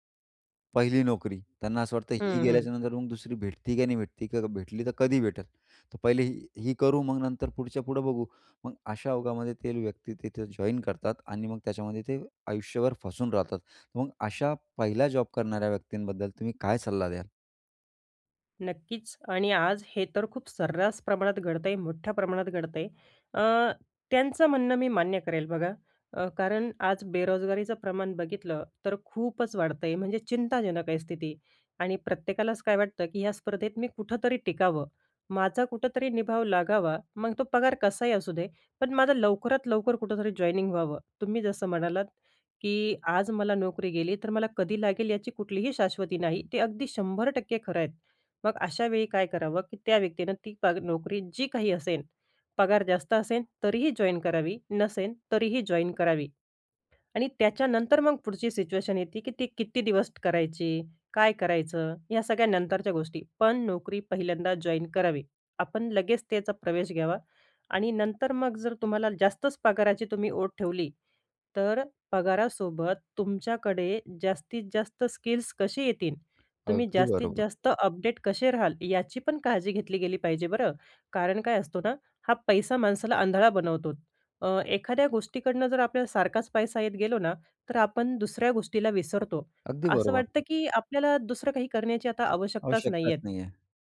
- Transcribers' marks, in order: tapping; other background noise
- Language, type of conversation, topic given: Marathi, podcast, नोकरी निवडताना तुमच्यासाठी जास्त पगार महत्त्वाचा आहे की करिअरमधील वाढ?